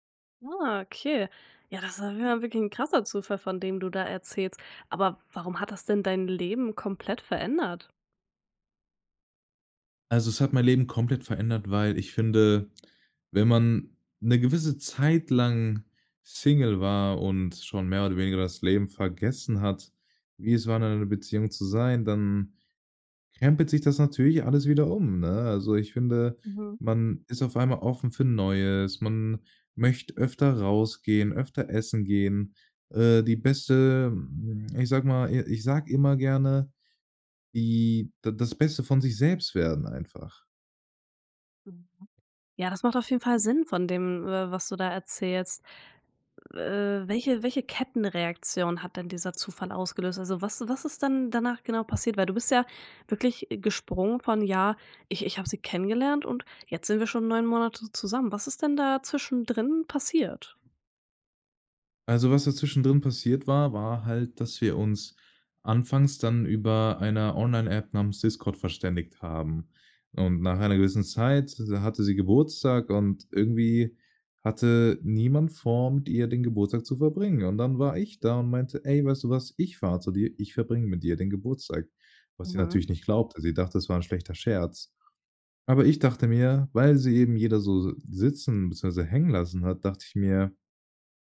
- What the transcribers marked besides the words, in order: unintelligible speech
- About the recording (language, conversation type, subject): German, podcast, Wann hat ein Zufall dein Leben komplett verändert?